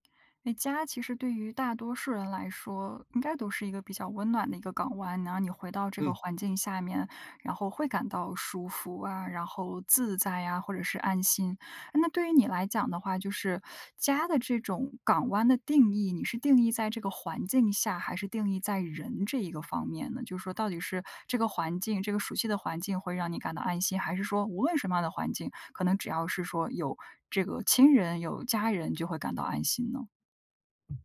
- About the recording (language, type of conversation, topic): Chinese, podcast, 家里什么时候最有烟火气？
- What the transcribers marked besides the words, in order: other noise